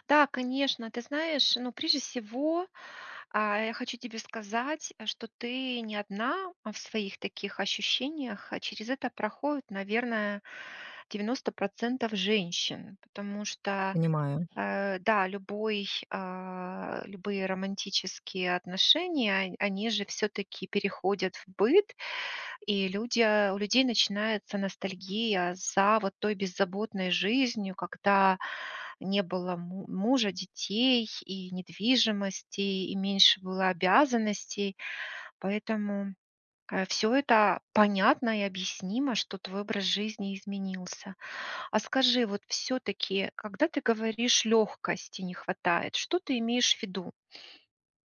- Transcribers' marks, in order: tapping; other background noise
- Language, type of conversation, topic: Russian, advice, Как справиться с чувством утраты прежней свободы после рождения ребёнка или с возрастом?